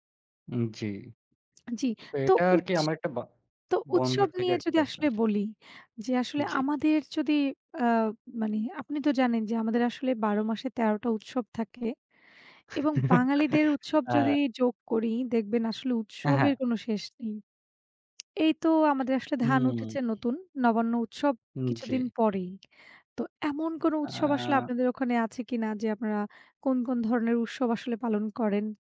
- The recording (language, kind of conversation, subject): Bengali, unstructured, তোমার প্রিয় উৎসবের খাবার কোনটি, আর সেটি তোমার কাছে কেন বিশেষ?
- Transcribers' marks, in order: tapping; other background noise; horn; chuckle; lip smack